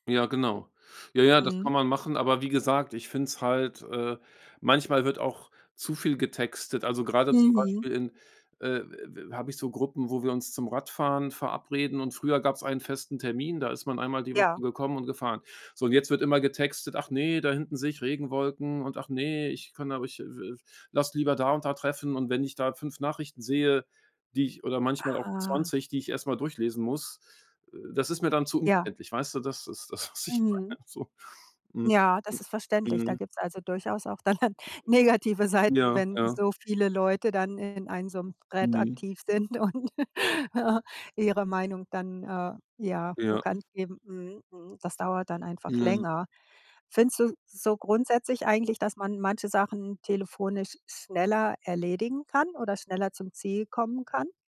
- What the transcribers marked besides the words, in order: other noise; laughing while speaking: "was ich meine so"; other background noise; laughing while speaking: "dann dann"; laughing while speaking: "und"; chuckle
- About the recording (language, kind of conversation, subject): German, podcast, Wann rufst du lieber an, statt zu schreiben?